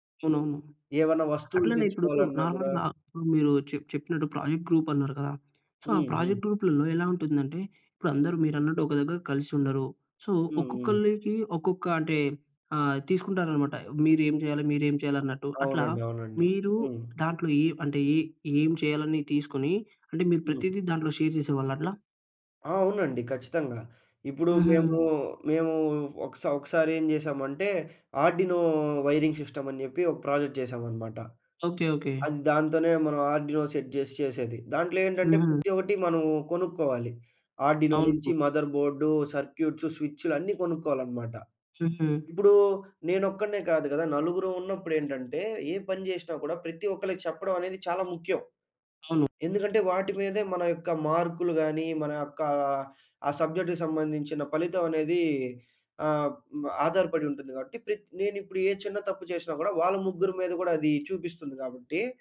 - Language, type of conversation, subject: Telugu, podcast, మీరు చాట్‌గ్రూప్‌ను ఎలా నిర్వహిస్తారు?
- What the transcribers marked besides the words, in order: in English: "నార్మల్‌గా"; in English: "ప్రాజెక్ట్ గ్రూప్"; in English: "సో"; in English: "ప్రాజెక్ట్ గ్రూప్‌లలో"; in English: "సో"; in English: "షేర్"; in English: "ఆర్డినో వైరింగ్ సిస్టమ్"; in English: "ప్రాజెక్ట్"; in English: "ఆర్డినో సెట్"; in English: "ఆర్డినో"; in English: "మదర్"; in English: "సబ్జెక్ట్‌కి"